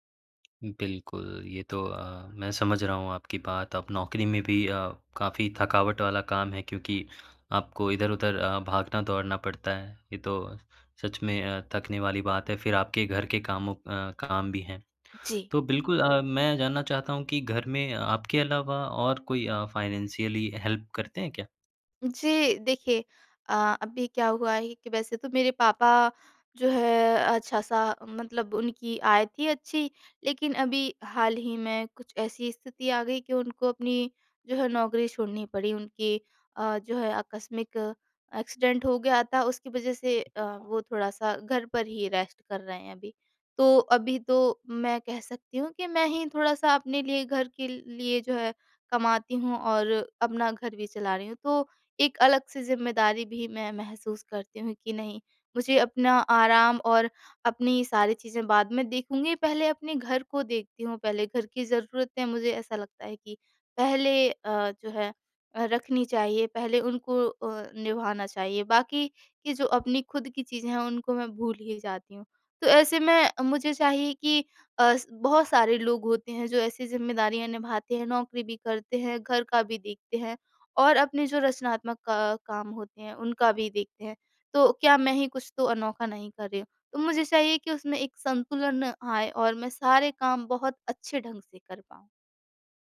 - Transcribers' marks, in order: in English: "फ़ाइनेंशियली हेल्प"; in English: "एक्सीडेंट"; in English: "रेस्ट"
- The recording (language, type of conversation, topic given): Hindi, advice, आप नौकरी, परिवार और रचनात्मक अभ्यास के बीच संतुलन कैसे बना सकते हैं?